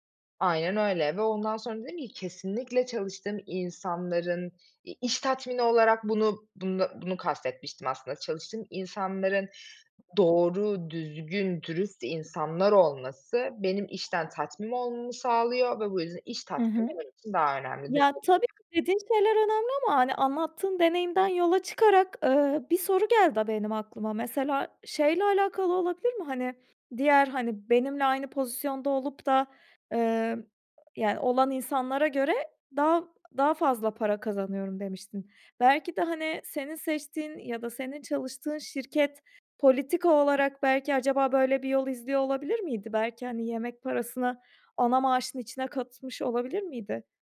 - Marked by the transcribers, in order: other background noise; unintelligible speech
- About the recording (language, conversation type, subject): Turkish, podcast, Para mı, iş tatmini mi senin için daha önemli?